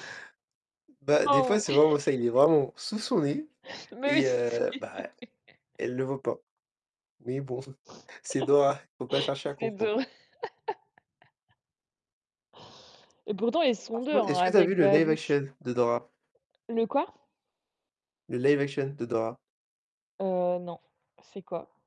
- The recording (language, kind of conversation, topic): French, unstructured, Les super-héros devraient-ils avoir des ennemis jurés ou des adversaires qui changent au fil du temps ?
- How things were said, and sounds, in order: other background noise; laugh; laughing while speaking: "Mais oui c'est"; laugh; laughing while speaking: "bon"; chuckle; laughing while speaking: "Dora"; tapping; laughing while speaking: "Par contre"; in English: "live action ?"; in English: "live action ?"